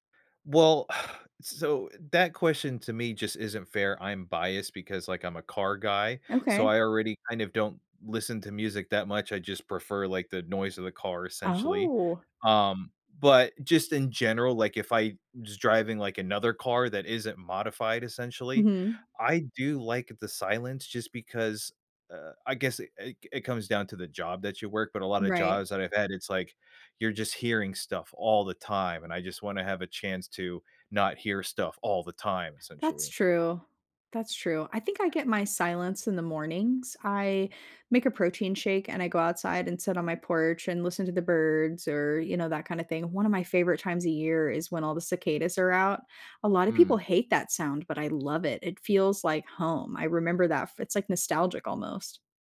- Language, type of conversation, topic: English, unstructured, What small rituals can I use to reset after a stressful day?
- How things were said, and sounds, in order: sigh; surprised: "Oh"; other background noise